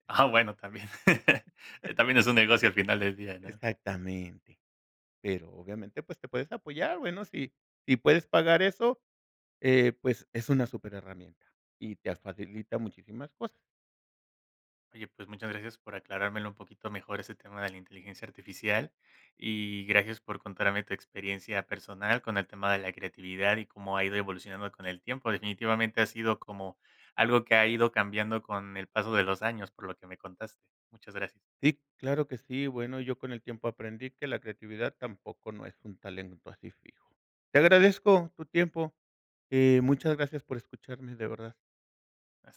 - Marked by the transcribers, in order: laughing while speaking: "Ah"; laughing while speaking: "también"; laugh; other background noise; other noise
- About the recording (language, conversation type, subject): Spanish, podcast, ¿Cómo ha cambiado tu creatividad con el tiempo?